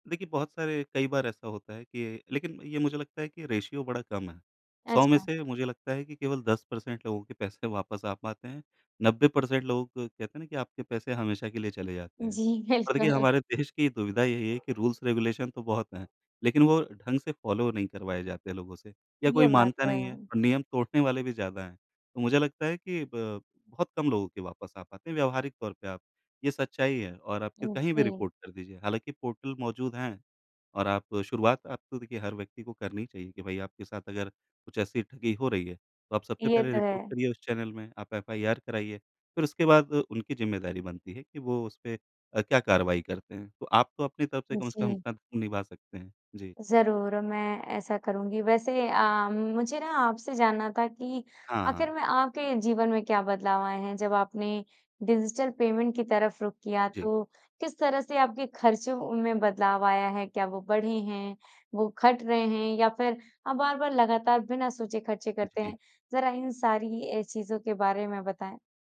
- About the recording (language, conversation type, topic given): Hindi, podcast, आप डिजिटल भुगतानों के बारे में क्या सोचते हैं?
- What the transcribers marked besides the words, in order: in English: "रेशियो"; in English: "परसेंट"; in English: "परसेंट"; laughing while speaking: "बिल्कुल"; laughing while speaking: "देश"; in English: "रूल्स-रेगुलेशन"; in English: "फॉलो"; laughing while speaking: "तोड़ने"; in English: "चैनल"; in English: "पेमेंट"; tapping